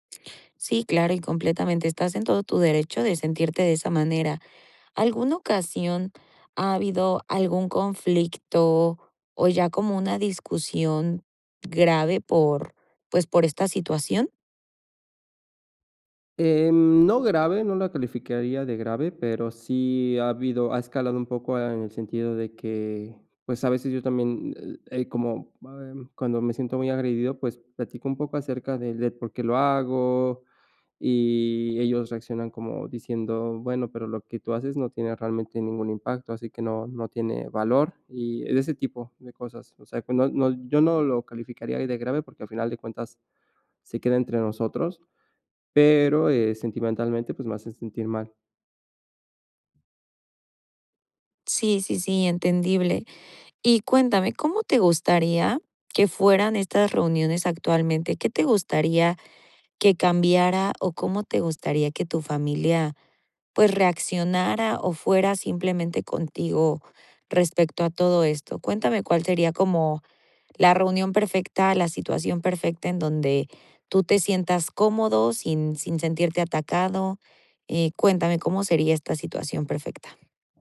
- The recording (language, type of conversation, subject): Spanish, advice, ¿Cómo puedo mantener la armonía en reuniones familiares pese a claras diferencias de valores?
- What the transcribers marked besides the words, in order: unintelligible speech